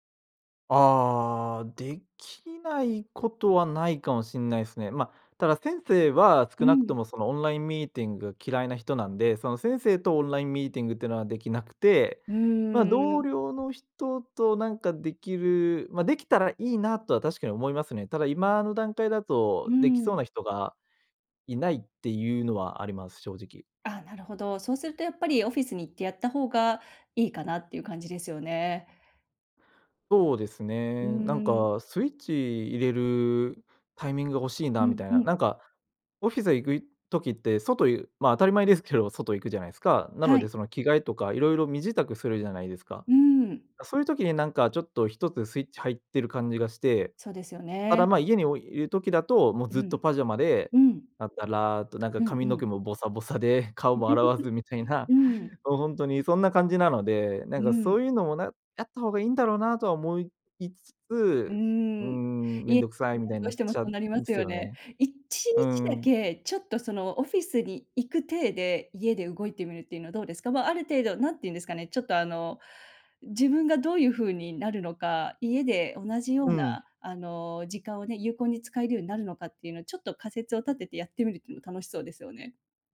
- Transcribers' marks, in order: laugh; unintelligible speech
- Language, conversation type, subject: Japanese, advice, ルーチンがなくて時間を無駄にしていると感じるのはなぜですか？